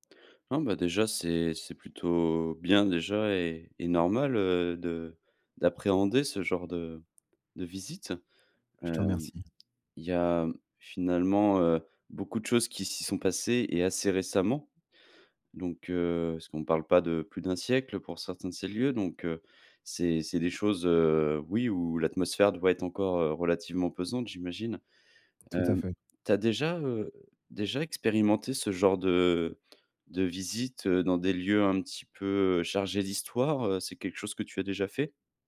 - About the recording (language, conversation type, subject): French, advice, Comment puis-je explorer des lieux inconnus malgré ma peur ?
- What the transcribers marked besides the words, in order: other background noise